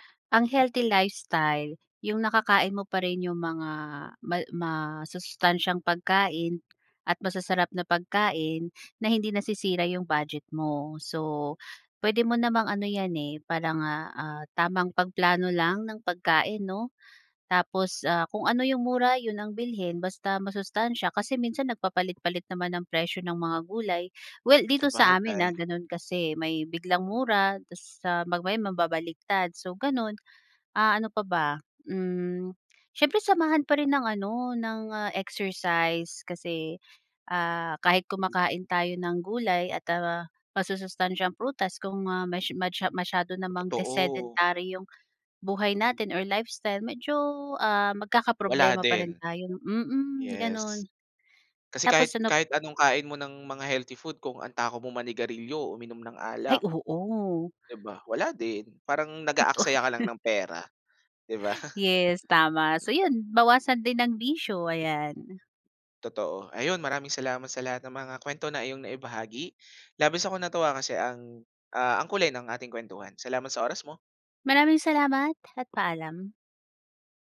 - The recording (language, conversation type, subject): Filipino, podcast, Paano ka nakakatipid para hindi maubos ang badyet sa masustansiyang pagkain?
- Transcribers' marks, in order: tapping; in English: "desedentary"; laughing while speaking: "yon"; laughing while speaking: "di ba?"